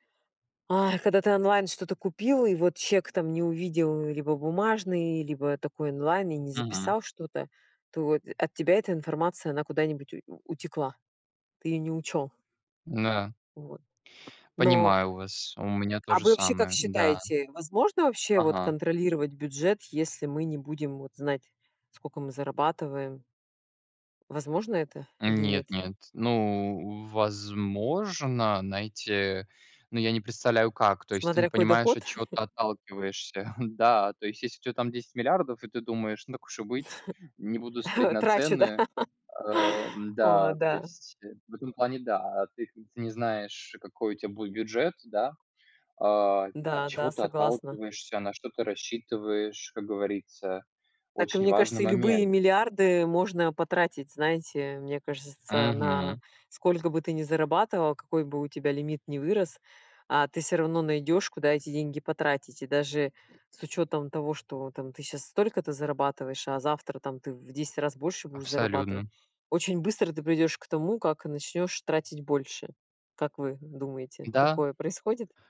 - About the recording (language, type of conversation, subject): Russian, unstructured, Как вы обычно планируете бюджет на месяц?
- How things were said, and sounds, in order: gasp; tapping; chuckle; laugh; "смотреть" said as "стреть"; other background noise